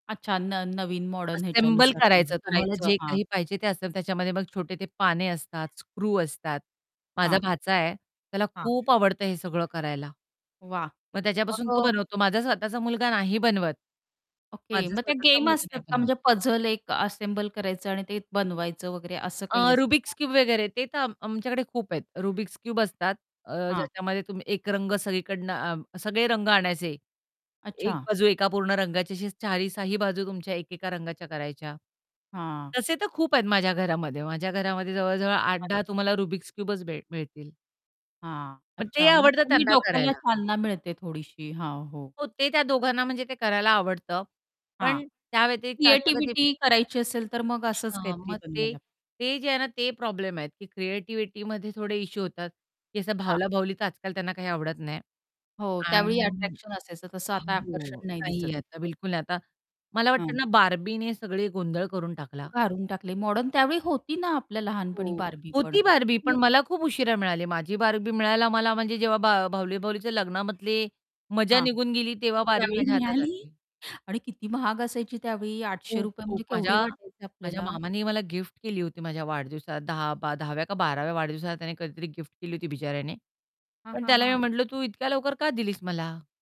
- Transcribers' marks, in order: tapping; static; in English: "असेंबल"; distorted speech; in English: "असेंबल"; other background noise; "काढून" said as "कारून"; laughing while speaking: "त्यावेळी मिळाली!"
- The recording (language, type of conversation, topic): Marathi, podcast, तुमच्या बालपणी तुम्ही खेळणी स्वतः बनवत होतात का?